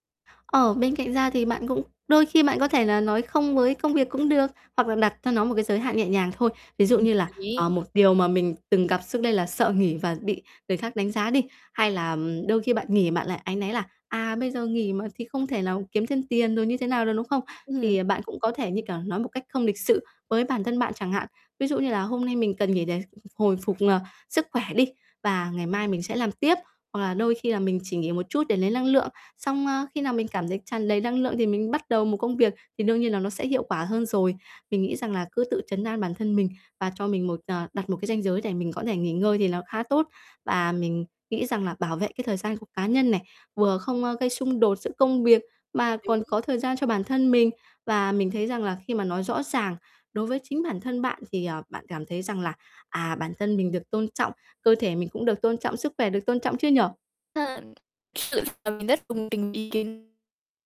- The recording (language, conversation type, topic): Vietnamese, advice, Làm sao để ưu tiên nghỉ ngơi mà không cảm thấy tội lỗi?
- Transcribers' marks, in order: static; distorted speech; other background noise; tapping; unintelligible speech; unintelligible speech